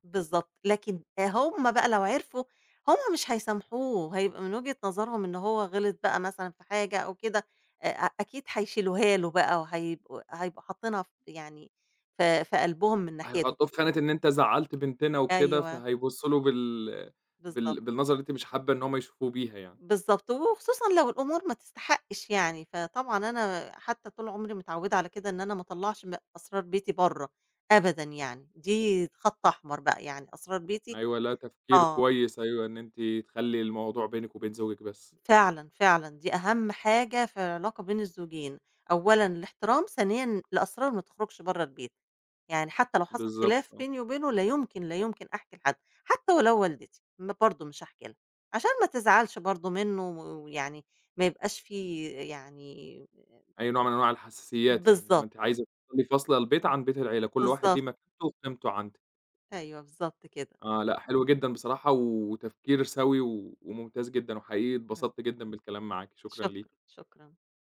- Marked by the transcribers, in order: none
- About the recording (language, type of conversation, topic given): Arabic, podcast, إزاي أصلّح علاقتي بعد سوء تفاهم كبير؟